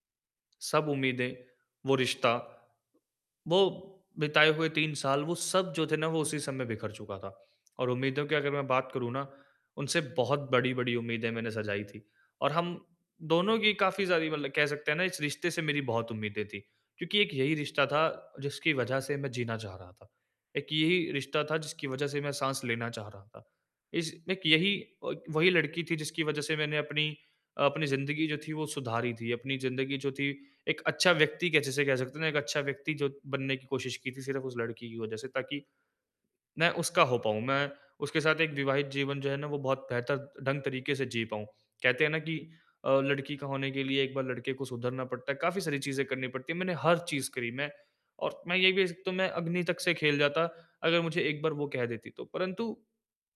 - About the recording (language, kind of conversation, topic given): Hindi, advice, टूटे रिश्ते को स्वीकार कर आगे कैसे बढ़ूँ?
- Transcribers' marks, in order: none